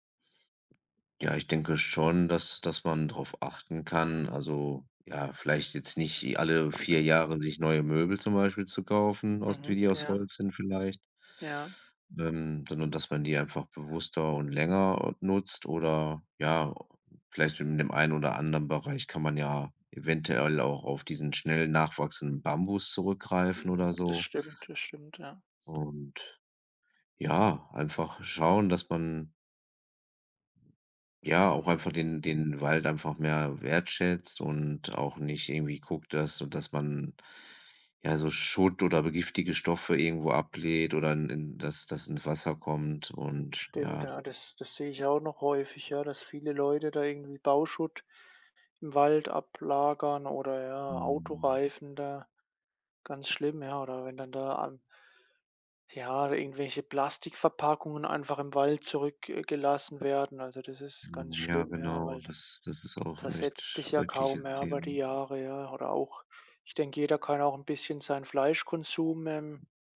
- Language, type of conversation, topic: German, unstructured, Wie wichtig ist dir der Schutz der Wälder für unsere Zukunft?
- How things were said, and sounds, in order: other background noise